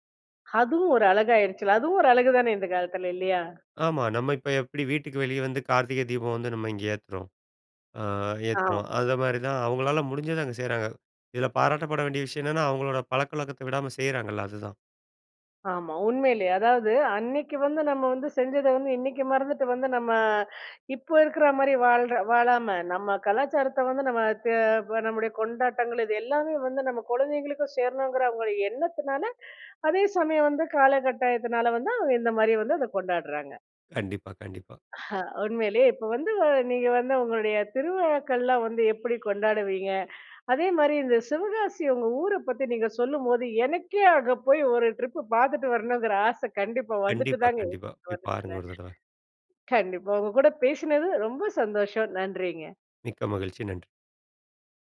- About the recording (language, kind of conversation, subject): Tamil, podcast, வெவ்வேறு திருவிழாக்களை கொண்டாடுவது எப்படி இருக்கிறது?
- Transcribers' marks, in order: laughing while speaking: "அஹ. உண்மையிலயே இப்போ வந்து வ … ரொம்ப சந்தோஷம். நன்றிங்க"; in English: "ட்ரிப்பு"; unintelligible speech